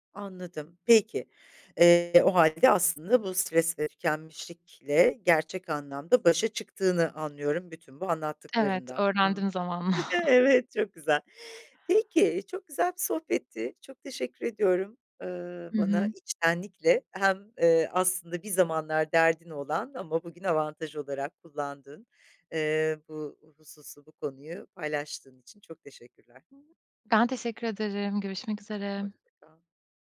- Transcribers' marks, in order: tapping; chuckle; other noise
- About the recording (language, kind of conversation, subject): Turkish, podcast, Stres ve tükenmişlikle nasıl başa çıkıyorsun?